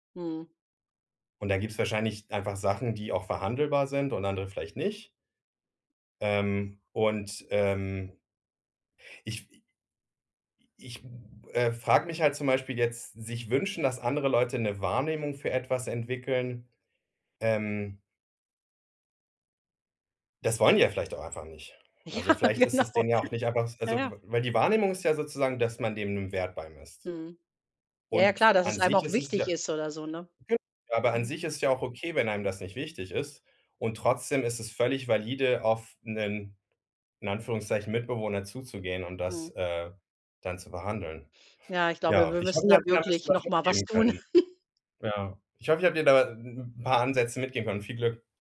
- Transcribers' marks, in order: laughing while speaking: "Ja, genau"; chuckle
- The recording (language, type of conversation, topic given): German, advice, Wie lassen sich Konflikte wegen einer ungleichen Aufteilung der Hausarbeit lösen?